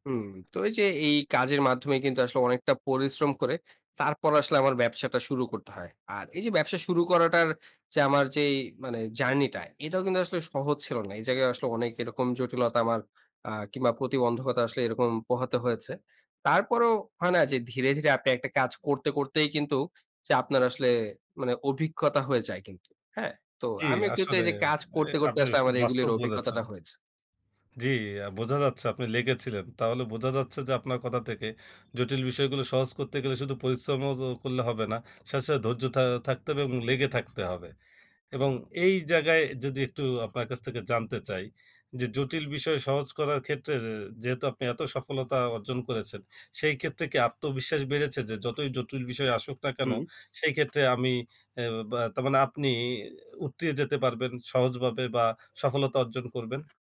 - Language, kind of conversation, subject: Bengali, podcast, কীভাবে জটিল বিষয়গুলোকে সহজভাবে বুঝতে ও ভাবতে শেখা যায়?
- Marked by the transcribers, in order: tapping